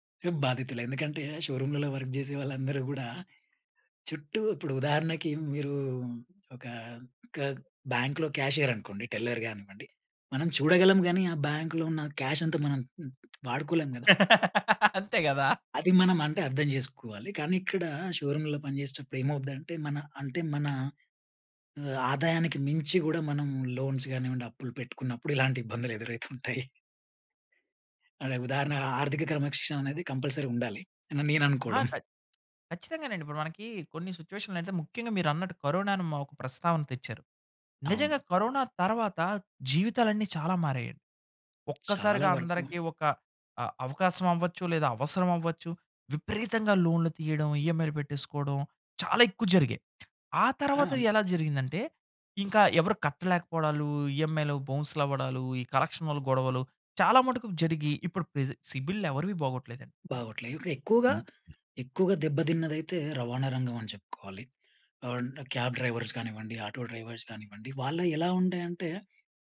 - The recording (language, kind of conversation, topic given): Telugu, podcast, విఫలమైన తర్వాత మీరు తీసుకున్న మొదటి చర్య ఏమిటి?
- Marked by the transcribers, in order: unintelligible speech; in English: "వర్క్"; chuckle; other background noise; in English: "బ్యాంక్‌లో క్యాషియర్"; in English: "టెల్లర్"; in English: "బ్యాంక్‌లో"; in English: "క్యాష్"; laugh; in English: "లోన్స్"; laughing while speaking: "ఇబ్బందులు ఎదురవుతుంటాయి"; "అదే" said as "అడే"; in English: "కంపల్సరీ"; tapping; in English: "కరక్షన్"; in English: "సిబిల్"; in English: "క్యాబ్ డ్రైవర్స్"; in English: "ఆటో డ్రైవర్స్"